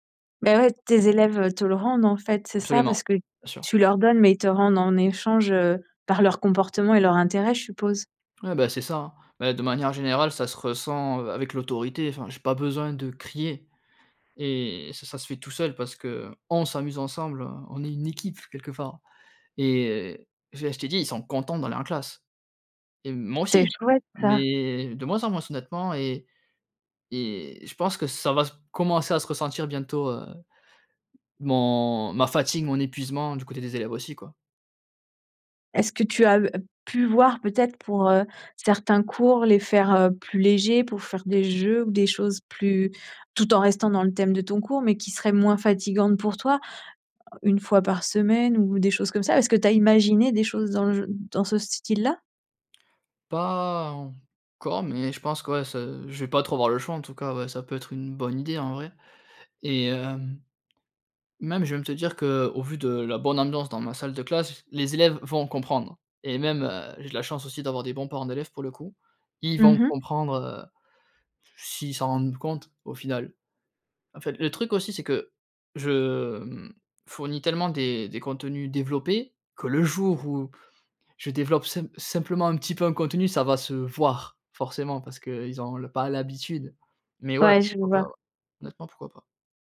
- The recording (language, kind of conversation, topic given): French, advice, Comment décririez-vous votre épuisement émotionnel après de longues heures de travail ?
- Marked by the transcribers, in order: stressed: "on"; stressed: "équipe"; stressed: "Ils"